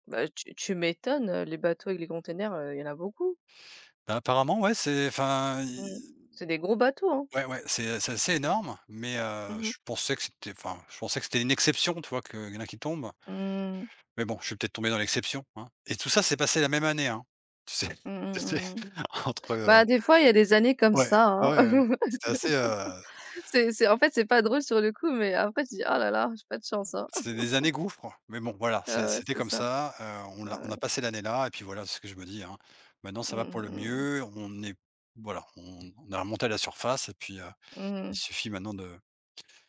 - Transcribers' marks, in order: stressed: "exception"; laughing while speaking: "Tu sais ? Tu sais ?"; chuckle; chuckle
- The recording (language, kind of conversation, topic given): French, unstructured, Comment réagis-tu face à une dépense imprévue ?